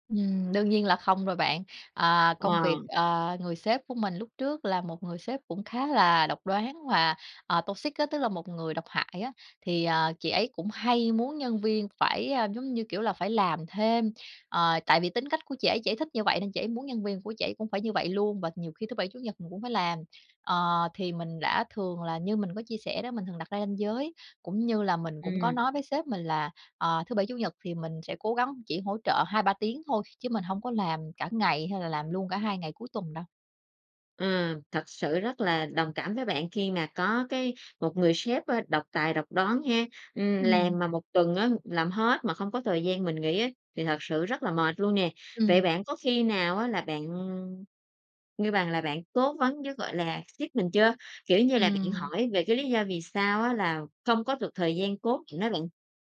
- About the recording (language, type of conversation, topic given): Vietnamese, podcast, Bạn cân bằng giữa gia đình và công việc ra sao khi phải đưa ra lựa chọn?
- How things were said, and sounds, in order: in English: "tô xíc"; "toxic" said as "tô xíc"; tapping; other background noise